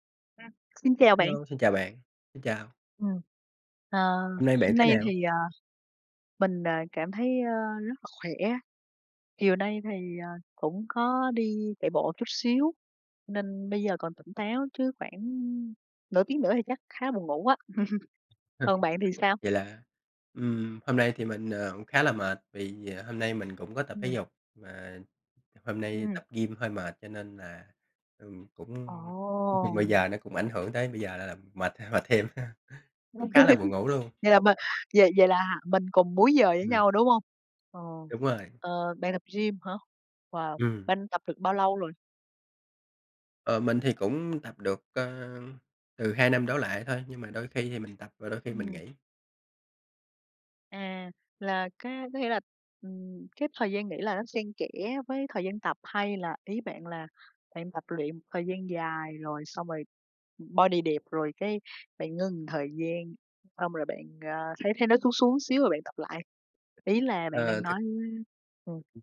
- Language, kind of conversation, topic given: Vietnamese, unstructured, Bạn có thể chia sẻ cách bạn duy trì động lực khi tập luyện không?
- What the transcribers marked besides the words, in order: other background noise; chuckle; tapping; chuckle; chuckle; in English: "body"; "một" said as "ừn"